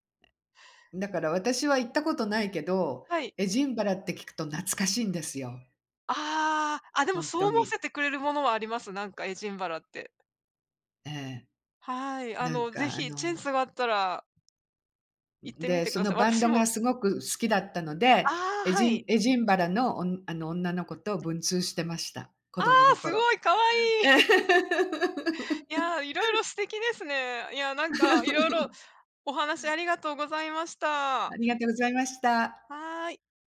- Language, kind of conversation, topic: Japanese, unstructured, 懐かしい場所を訪れたとき、どんな気持ちになりますか？
- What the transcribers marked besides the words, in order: other background noise; "チャンス" said as "チェンス"; laugh; laugh